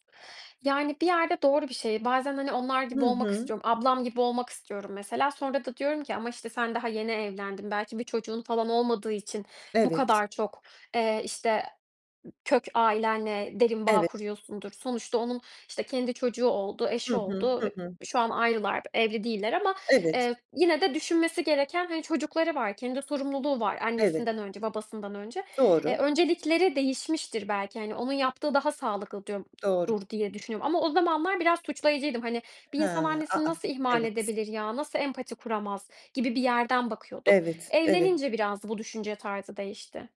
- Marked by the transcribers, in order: other background noise
- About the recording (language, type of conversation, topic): Turkish, podcast, Hayatındaki en önemli dersi neydi ve bunu nereden öğrendin?